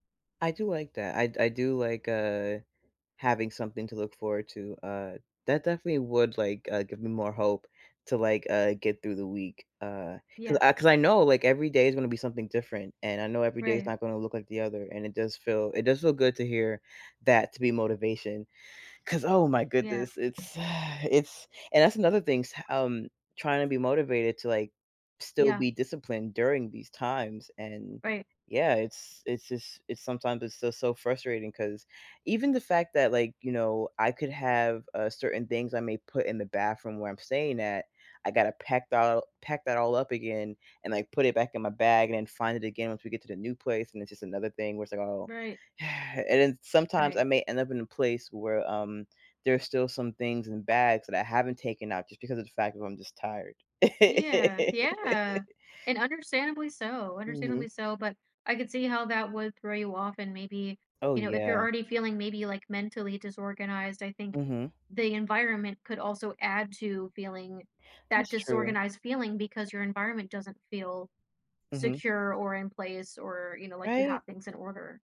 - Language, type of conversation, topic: English, advice, How can I stay motivated during challenges?
- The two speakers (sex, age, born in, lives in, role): female, 30-34, United States, United States, advisor; female, 30-34, United States, United States, user
- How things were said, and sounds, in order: other background noise; sigh; laugh